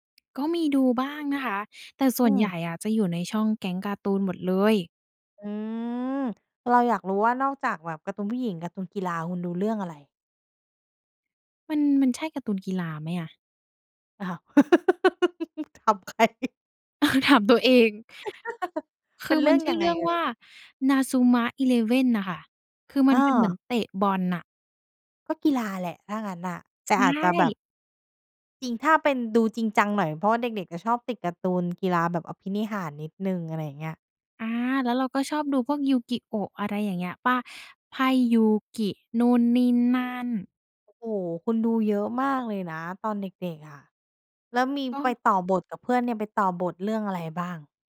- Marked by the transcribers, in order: laugh; laughing while speaking: "ถามใคร ?"; chuckle
- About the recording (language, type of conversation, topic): Thai, podcast, เล่าถึงความทรงจำกับรายการทีวีในวัยเด็กของคุณหน่อย